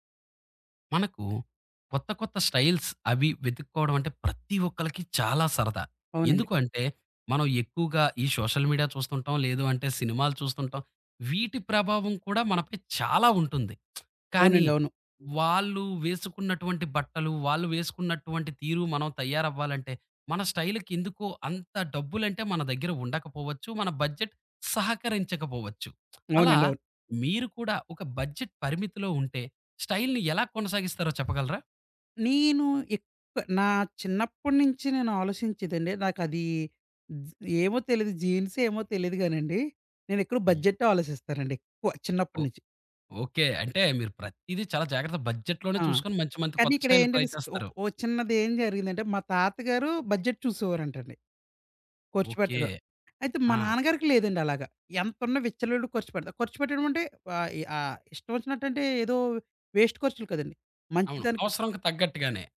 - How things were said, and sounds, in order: in English: "స్టైల్స్"; in English: "సోషల్ మీడియా"; lip smack; in English: "స్టైల్‌కి"; in English: "బడ్జెట్"; lip smack; in English: "బడ్జెట్"; in English: "స్టైల్‌ని"; in English: "జీన్స్"; in English: "బడ్జెట్‌లోనే"; in English: "స్టైల్ ట్రై"; in English: "బడ్జెట్"; other background noise; in English: "వేస్ట్"
- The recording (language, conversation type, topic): Telugu, podcast, బడ్జెట్ పరిమితి ఉన్నప్పుడు స్టైల్‌ను ఎలా కొనసాగించాలి?